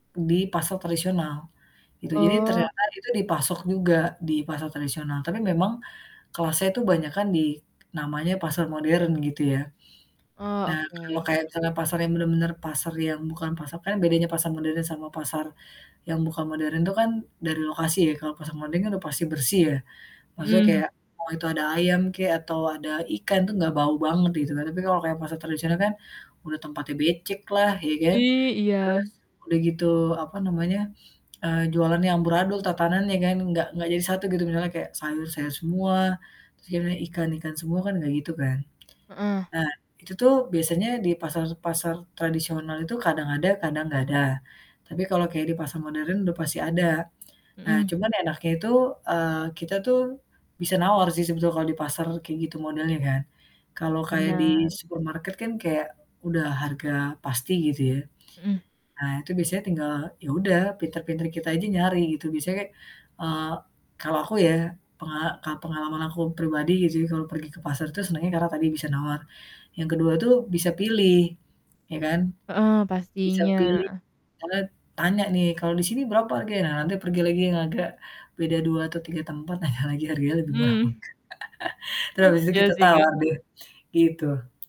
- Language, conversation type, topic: Indonesian, podcast, Bagaimana cara menerapkan pola makan sehat tanpa membuat pengeluaran membengkak?
- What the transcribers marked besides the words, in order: static; distorted speech; laughing while speaking: "tanya"; laughing while speaking: "apa enggak"; laugh; tapping